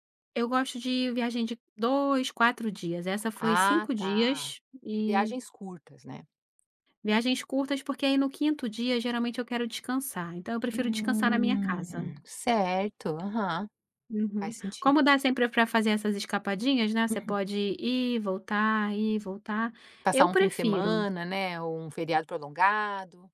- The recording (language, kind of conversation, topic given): Portuguese, podcast, O que te inspira na hora de se vestir?
- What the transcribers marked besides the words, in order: tapping